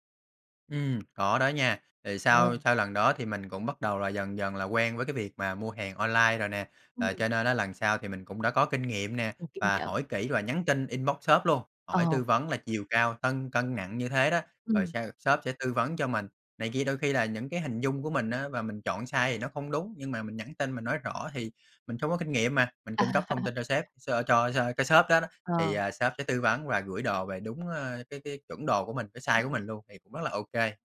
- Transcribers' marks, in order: tapping; other background noise; in English: "inbox"; laughing while speaking: "À"; laugh
- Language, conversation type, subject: Vietnamese, podcast, Bạn có thể chia sẻ trải nghiệm mua sắm trực tuyến của mình không?